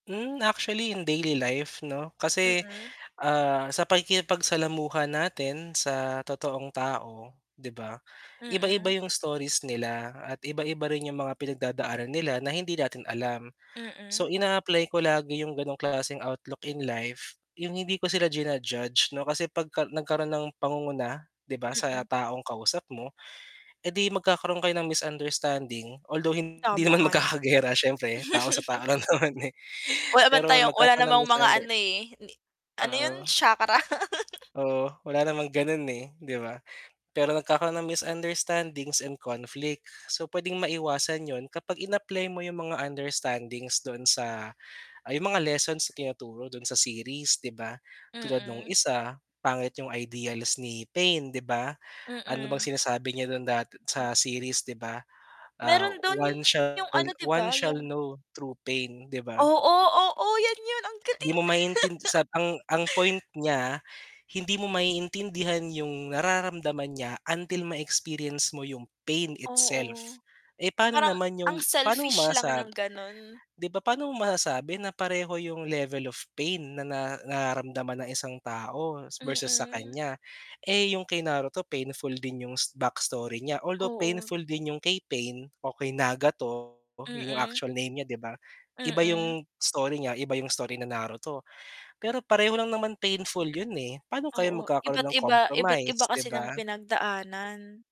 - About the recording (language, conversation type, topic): Filipino, podcast, Anong pelikula ang talagang tumatak sa’yo, at bakit?
- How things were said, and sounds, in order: static; tapping; laughing while speaking: "hindi naman magkaka-giyera"; distorted speech; laughing while speaking: "lang naman eh"; giggle; laugh; other background noise; in English: "one shall know true pain"; laugh